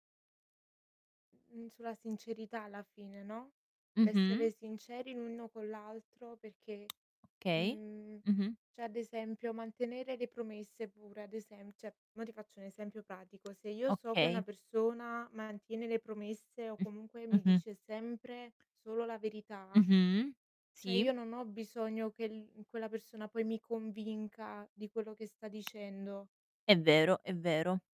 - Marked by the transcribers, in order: tapping; "cioè" said as "ceh"; "cioè" said as "ceh"; distorted speech; "cioè" said as "ceh"
- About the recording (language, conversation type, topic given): Italian, unstructured, Come si costruisce la fiducia tra due persone?